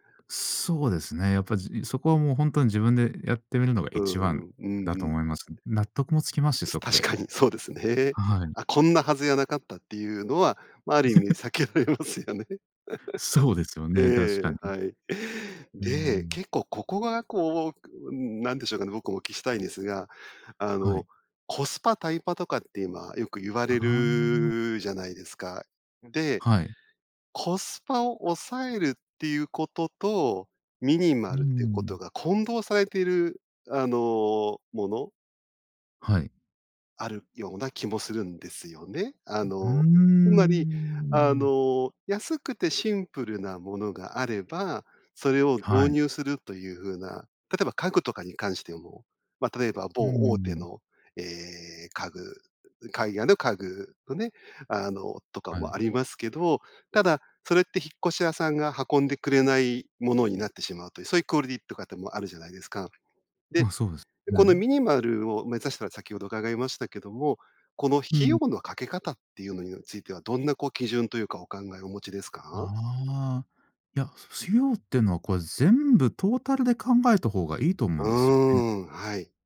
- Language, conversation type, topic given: Japanese, podcast, ミニマルと見せかけのシンプルの違いは何ですか？
- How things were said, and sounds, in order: laugh; laughing while speaking: "避けられますよね"; laugh; "聞き" said as "おき"; "つまり" said as "ふまり"